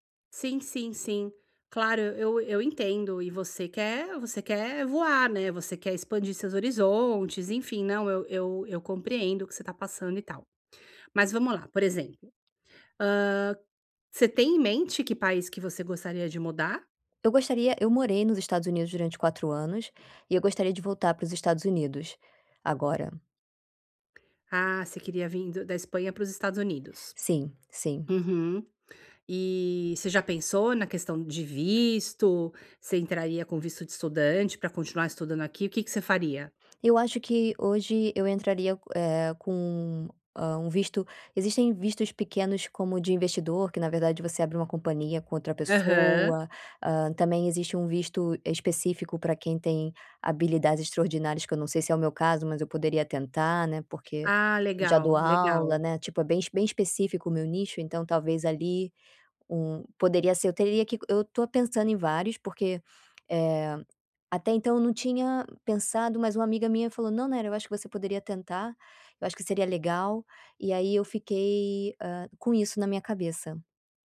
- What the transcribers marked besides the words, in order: tapping; other background noise
- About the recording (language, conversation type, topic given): Portuguese, advice, Como posso lidar com a incerteza durante uma grande transição?